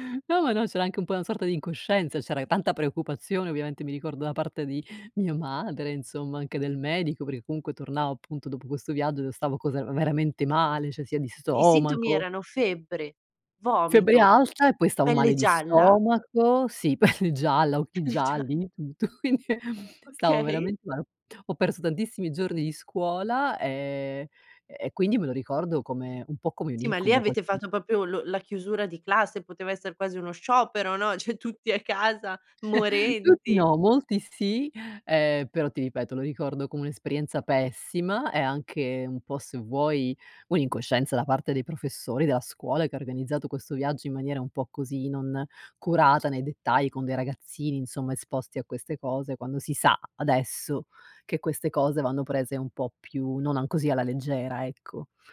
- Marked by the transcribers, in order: laughing while speaking: "pelle gialla"; laughing while speaking: "Pelle gia"; laughing while speaking: "Quindi, ehm"; laughing while speaking: "Okay"; unintelligible speech; "proprio" said as "propio"; "cioè" said as "ceh"; chuckle; other background noise
- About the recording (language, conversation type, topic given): Italian, podcast, Qual è stata la tua peggiore disavventura in vacanza?
- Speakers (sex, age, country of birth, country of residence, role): female, 30-34, Italy, Italy, host; female, 50-54, Italy, United States, guest